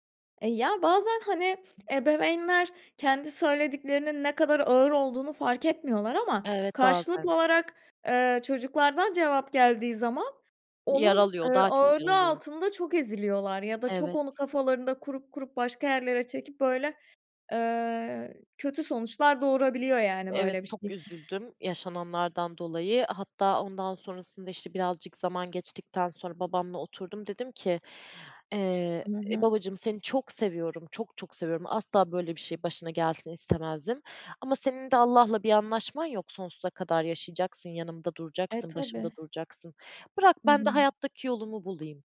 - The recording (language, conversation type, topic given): Turkish, podcast, Ailenin kariyer seçimin üzerinde kurduğu baskıyı nasıl anlatırsın?
- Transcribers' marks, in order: other background noise